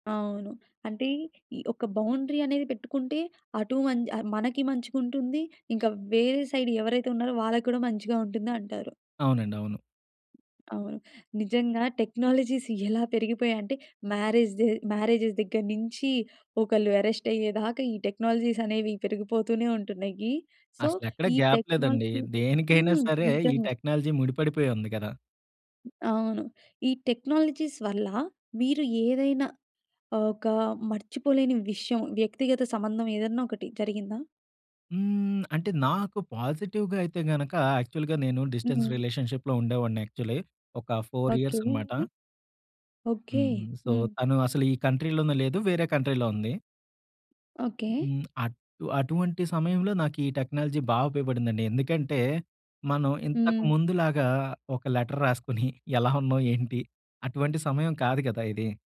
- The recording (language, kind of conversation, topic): Telugu, podcast, టెక్నాలజీ మీ వ్యక్తిగత సంబంధాలను ఎలా మార్చింది?
- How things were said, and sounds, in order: in English: "బౌండరీ"; in English: "సైడ్"; other background noise; in English: "టెక్నాలజీస్"; in English: "మ్యారేజ్"; in English: "మ్యారేజెస్"; in English: "అరెస్ట్"; in English: "టెక్నాలజీస్"; in English: "గాప్"; in English: "సో"; in English: "టెక్నాలజీ"; in English: "టెక్నాలజీ"; in English: "టెక్నాలజీస్"; in English: "పాజిటివ్‌గా"; in English: "యాక్చువల్‌గా"; in English: "డిస్టెన్స్ రిలేషన్‌షిప్‌లో"; in English: "యాక్చువల్లీ"; in English: "ఫౌర్ ఇయర్స్"; other noise; in English: "సో"; in English: "కంట్రీలోనే"; in English: "కంట్రీలో"; tapping; in English: "టెక్నాలజీ"; in English: "లెటర్"